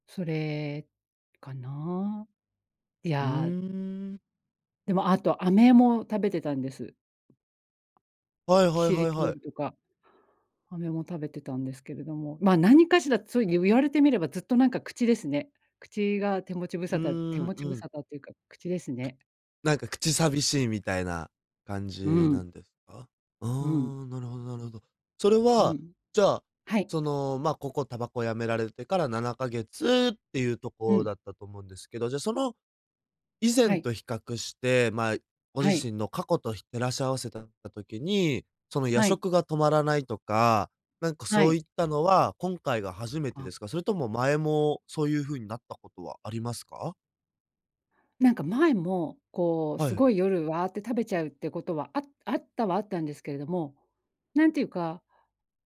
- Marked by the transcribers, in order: other background noise; tapping
- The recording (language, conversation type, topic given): Japanese, advice, 夜遅い時間に過食してしまうのをやめるにはどうすればいいですか？